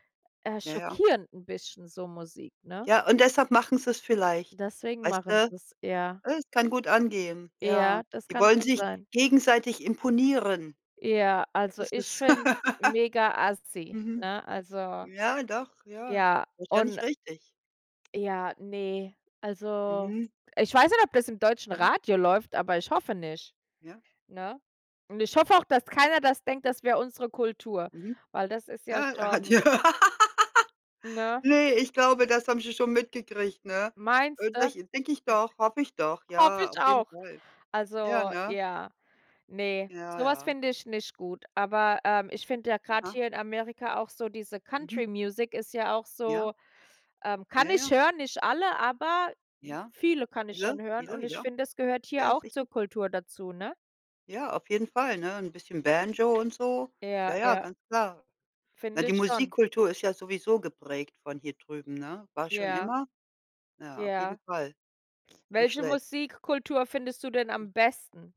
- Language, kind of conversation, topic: German, unstructured, Welche Rolle spielt Musik in deinem kulturellen Leben?
- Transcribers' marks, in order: stressed: "imponieren"; laugh; laughing while speaking: "ah, d ja"; laugh; other noise; other background noise